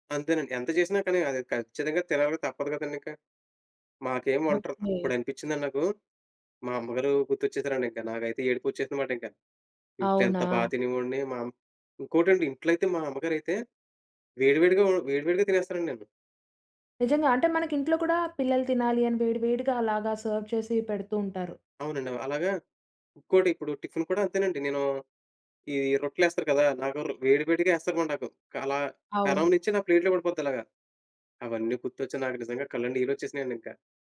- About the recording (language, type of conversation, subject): Telugu, podcast, మీ మొట్టమొదటి పెద్ద ప్రయాణం మీ జీవితాన్ని ఎలా మార్చింది?
- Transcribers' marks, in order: disgusted: "మాకేం వంటరా"; in English: "సర్వ్"; in English: "ప్లేట్‌లో"; sad: "అవన్నీ గుర్తొచ్చి, నాకు నిజంగా కళ్ళండి, నీళ్ళు వచ్చేసినాయండి ఇంక"